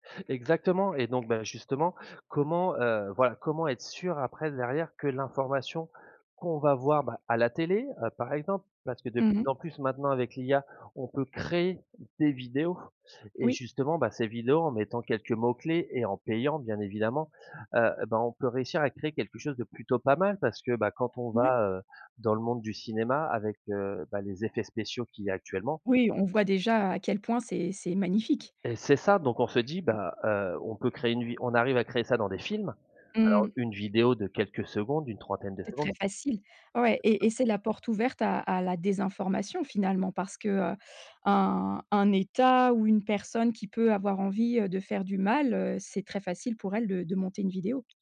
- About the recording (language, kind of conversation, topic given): French, podcast, Comment repères-tu si une source d’information est fiable ?
- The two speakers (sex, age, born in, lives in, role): female, 45-49, France, France, host; male, 35-39, France, France, guest
- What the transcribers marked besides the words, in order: unintelligible speech